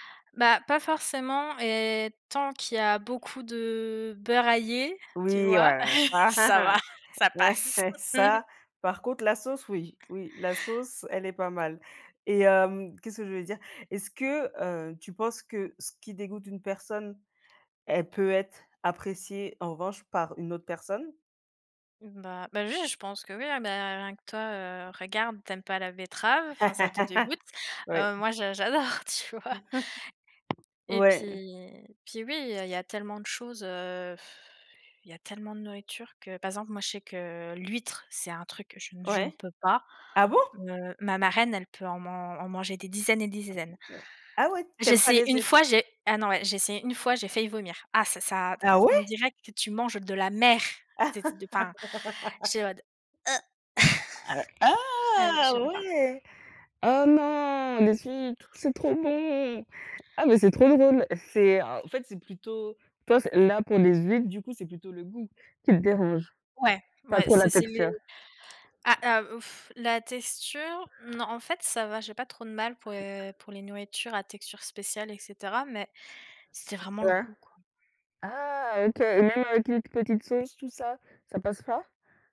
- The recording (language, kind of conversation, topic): French, unstructured, Qu’est-ce qui te dégoûte le plus dans un plat ?
- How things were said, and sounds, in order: other background noise; chuckle; laughing while speaking: "ouais"; chuckle; tapping; laugh; laughing while speaking: "j'adore, tu vois ?"; chuckle; blowing; other noise; surprised: "Ah ouais ?"; stressed: "Ah ouais"; laugh; stressed: "la mer"; drawn out: "ah"; stressed: "ah"; disgusted: "heu"; stressed: "heu"; chuckle; blowing